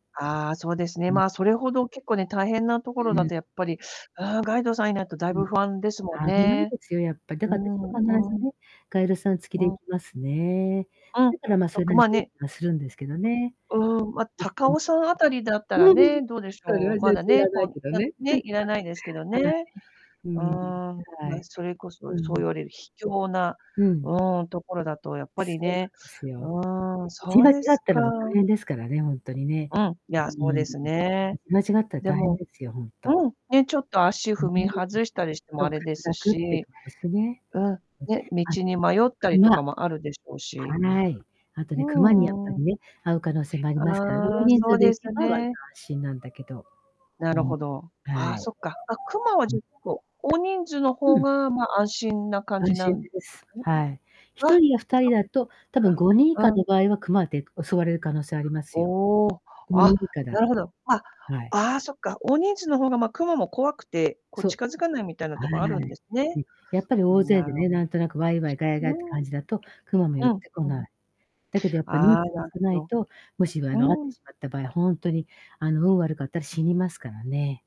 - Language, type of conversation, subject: Japanese, unstructured, 自然の中で一番好きな場所はどこですか？
- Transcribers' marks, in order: distorted speech; other background noise; unintelligible speech; chuckle; chuckle; unintelligible speech; unintelligible speech; siren; static